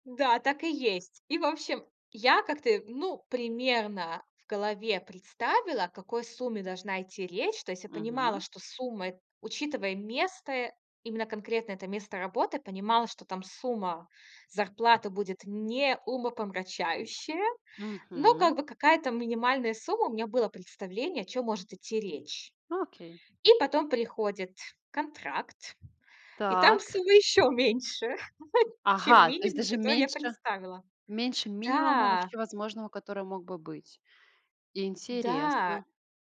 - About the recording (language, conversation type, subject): Russian, podcast, Когда стоит менять работу ради счастья?
- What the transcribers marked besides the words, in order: other background noise; tapping; laughing while speaking: "еще меньше"; laugh